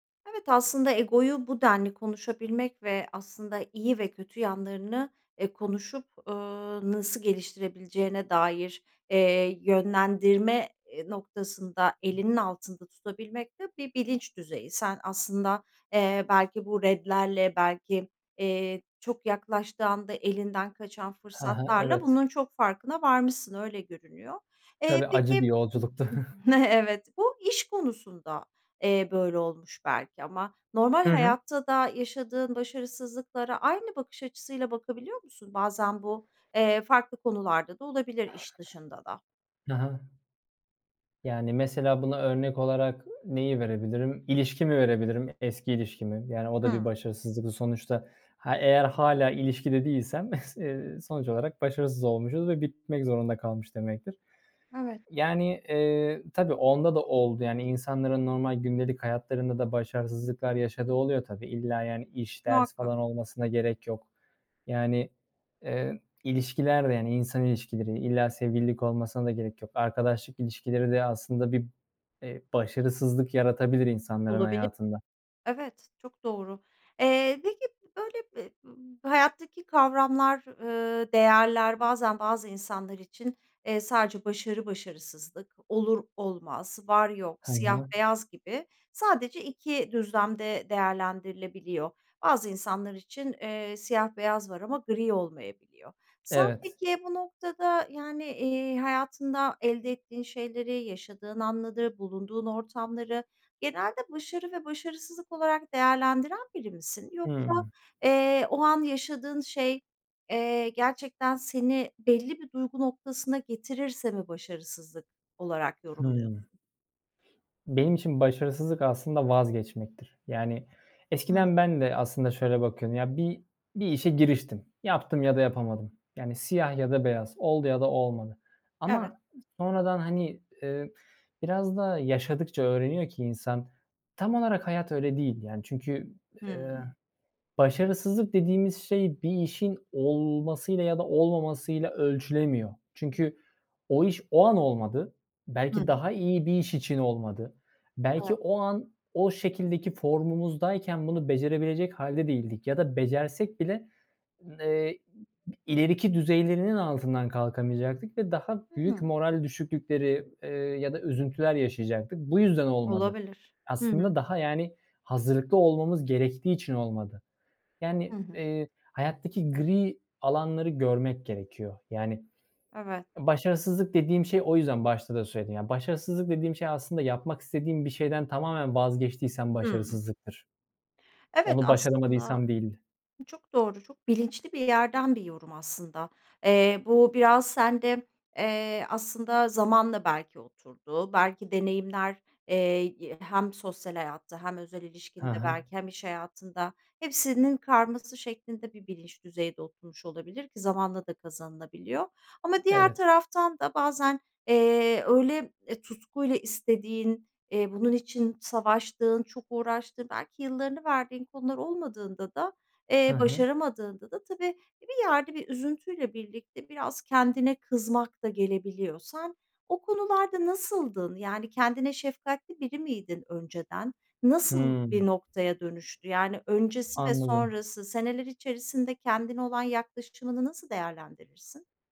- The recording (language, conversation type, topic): Turkish, podcast, Hayatında başarısızlıktan öğrendiğin en büyük ders ne?
- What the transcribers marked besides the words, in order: tapping; giggle; laughing while speaking: "Evet"; giggle; other background noise; chuckle